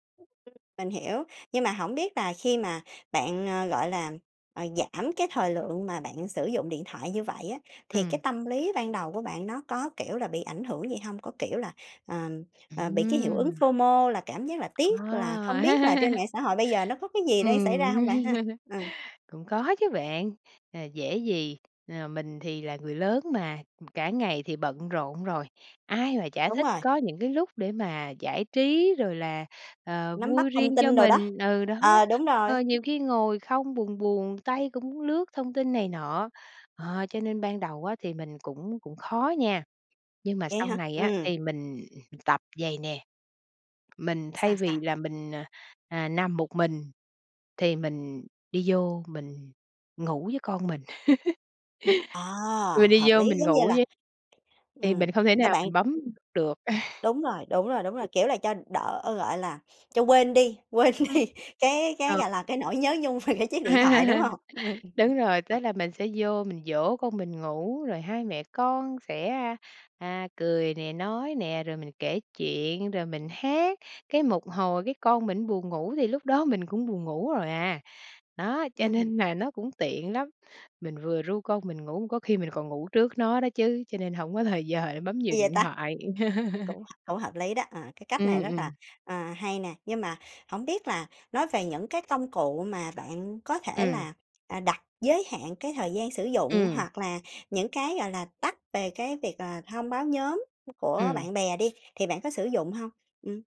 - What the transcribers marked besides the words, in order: other background noise; tapping; in English: "FO-MO"; laugh; laugh; laugh; sniff; laughing while speaking: "quên đi"; laughing while speaking: "về"; laugh; laughing while speaking: "hông? Ừm"; unintelligible speech; laughing while speaking: "nên"; laugh
- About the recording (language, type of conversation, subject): Vietnamese, podcast, Bạn đặt ranh giới với điện thoại như thế nào?